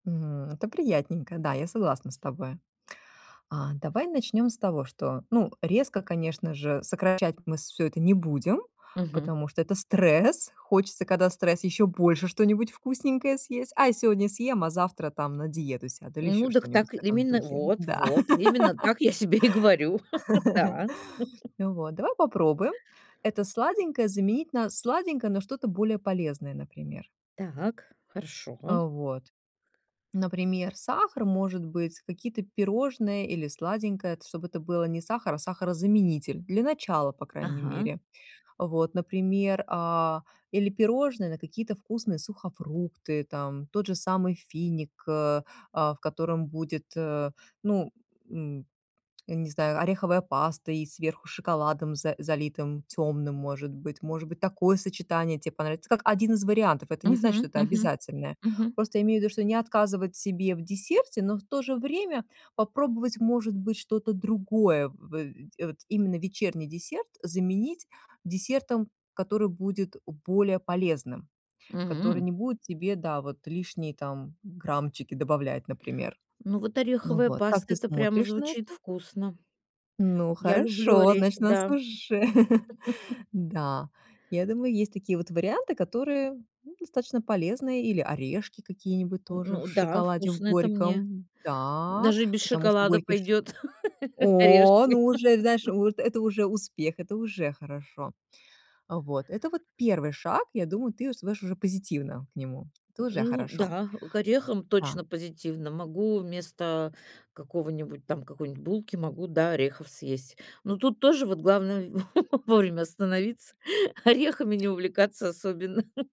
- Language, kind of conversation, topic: Russian, advice, Как начать формировать полезные привычки маленькими и посильными шагами?
- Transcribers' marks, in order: tapping; laughing while speaking: "я себе"; laugh; chuckle; lip smack; chuckle; drawn out: "Да"; laugh; laugh; laughing while speaking: "орехами"; chuckle